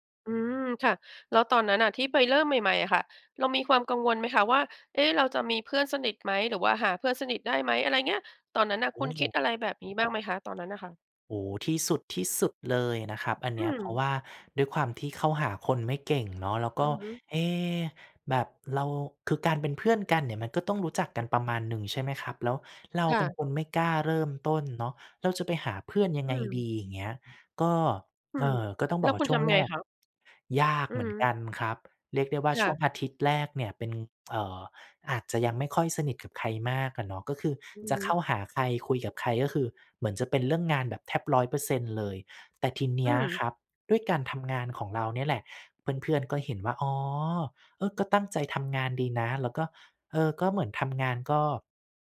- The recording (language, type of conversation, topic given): Thai, podcast, มีวิธีจัดการความกลัวตอนเปลี่ยนงานไหม?
- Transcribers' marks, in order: other background noise